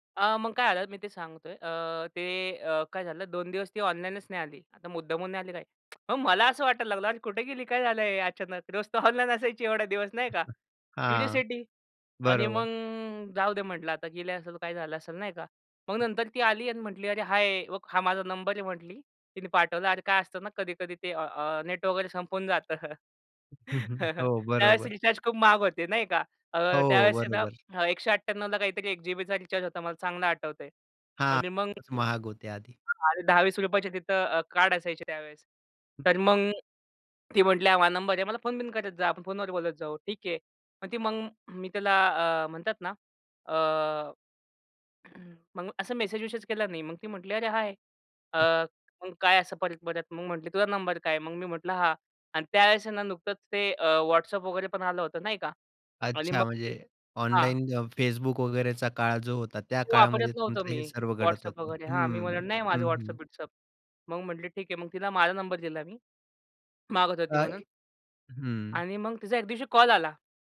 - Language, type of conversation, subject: Marathi, podcast, एखाद्या अजनबीशी तुमची मैत्री कशी झाली?
- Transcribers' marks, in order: lip smack; other background noise; chuckle; in English: "क्युरिओसिटी"; in English: "हाय!"; chuckle; in English: "रिचार्ज"; in English: "रिचार्ज"; throat clearing; in English: "हाय!"